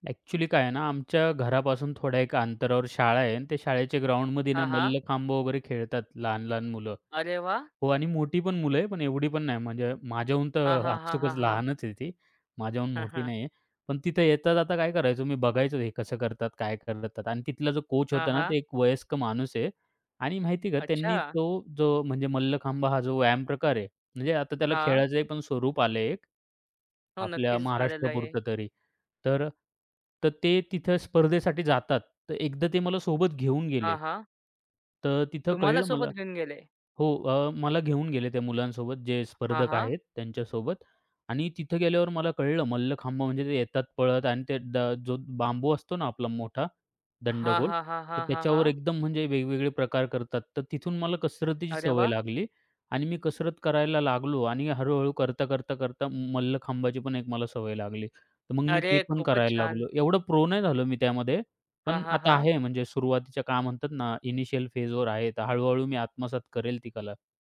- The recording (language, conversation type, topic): Marathi, podcast, एखादा छंद तुम्ही कसा सुरू केला, ते सांगाल का?
- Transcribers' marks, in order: tapping